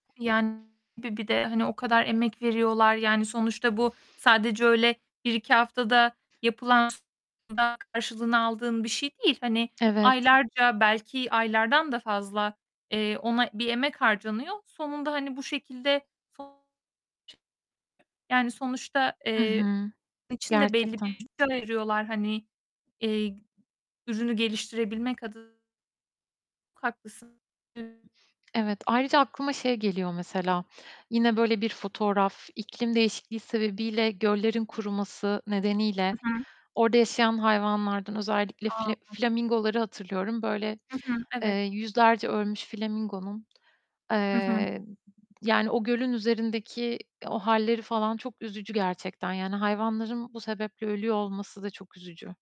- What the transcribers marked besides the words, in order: distorted speech; other background noise; unintelligible speech; unintelligible speech; unintelligible speech; unintelligible speech
- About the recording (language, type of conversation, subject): Turkish, podcast, İklim değişikliği günlük hayatımızı nasıl etkiliyor?